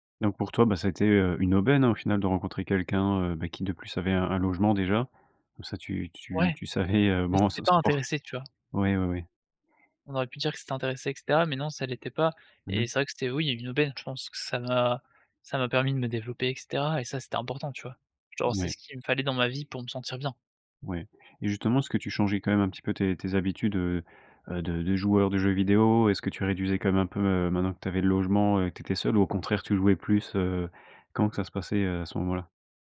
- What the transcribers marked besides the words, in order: none
- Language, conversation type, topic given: French, podcast, Peux-tu raconter un moment où tu as dû devenir adulte du jour au lendemain ?
- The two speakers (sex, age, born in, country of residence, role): male, 20-24, France, France, guest; male, 25-29, France, France, host